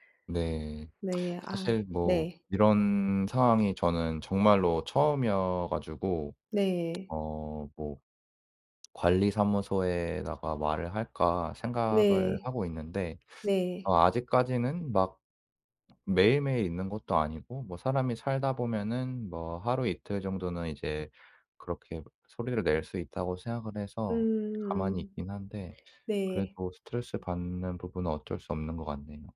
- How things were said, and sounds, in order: other background noise; tapping
- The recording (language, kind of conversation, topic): Korean, advice, 낮에 지나치게 졸려서 일상생활이 어려우신가요?